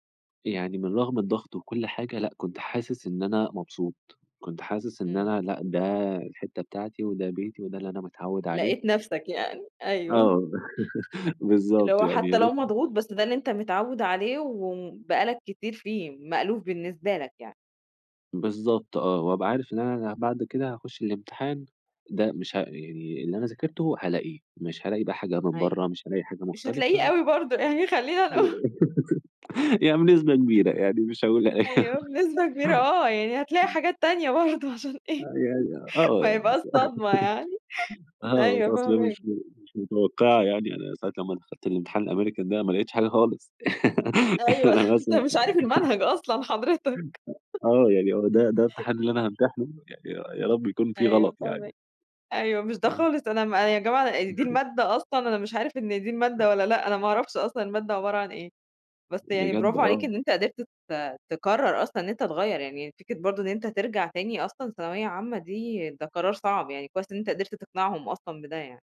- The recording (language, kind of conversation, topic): Arabic, podcast, إزاي ترجع ثقتك في نفسك بعد فشل كان بسبب قرار إنت خدته؟
- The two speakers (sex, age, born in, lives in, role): female, 30-34, Egypt, Egypt, host; male, 55-59, Egypt, Egypt, guest
- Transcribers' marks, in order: laugh; laughing while speaking: "خلّينا نقول"; laugh; tapping; laugh; laughing while speaking: "حاجات تانية برضه عشان إيه ما يبقاش صدمة يعني"; unintelligible speech; laugh; in English: "الAmerican"; laughing while speaking: "أيوه، أنت مش عارف المنهج أصلًا حضرتك"; laugh; unintelligible speech; laugh; other noise